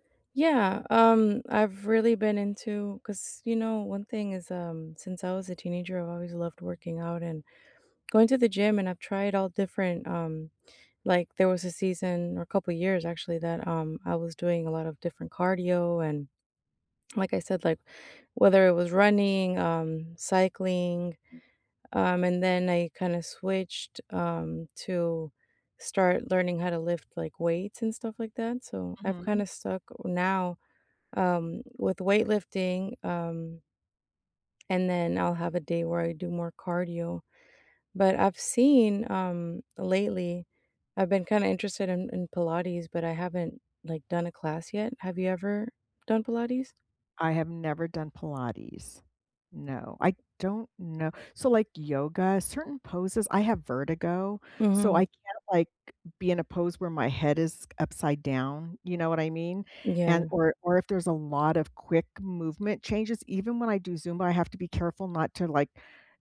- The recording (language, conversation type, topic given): English, unstructured, What is the most rewarding part of staying physically active?
- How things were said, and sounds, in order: other background noise; tapping